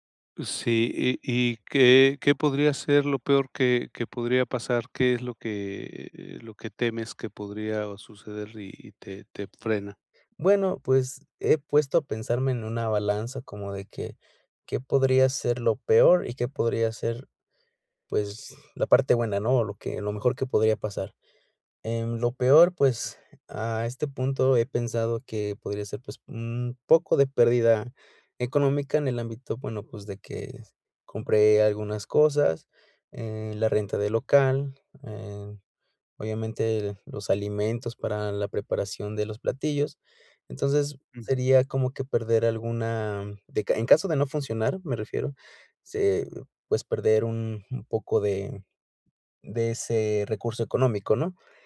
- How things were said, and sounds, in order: none
- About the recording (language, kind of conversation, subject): Spanish, advice, Miedo al fracaso y a tomar riesgos